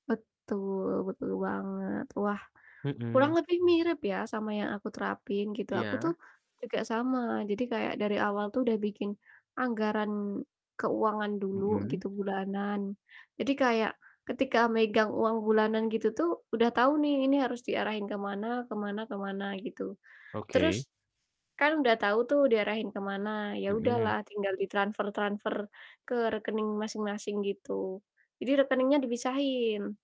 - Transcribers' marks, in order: static
- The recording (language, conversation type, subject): Indonesian, unstructured, Apa yang biasanya kamu lakukan saat mengelola uang bulanan?